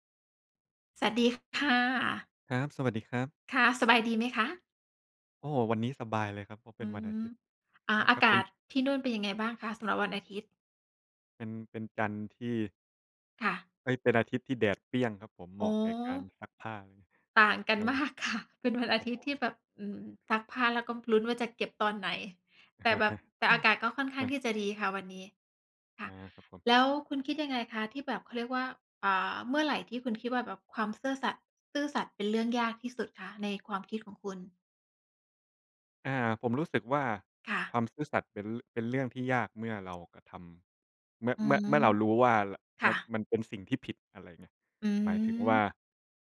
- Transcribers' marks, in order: laughing while speaking: "มากค่ะ"; chuckle
- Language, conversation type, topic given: Thai, unstructured, เมื่อไหร่ที่คุณคิดว่าความซื่อสัตย์เป็นเรื่องยากที่สุด?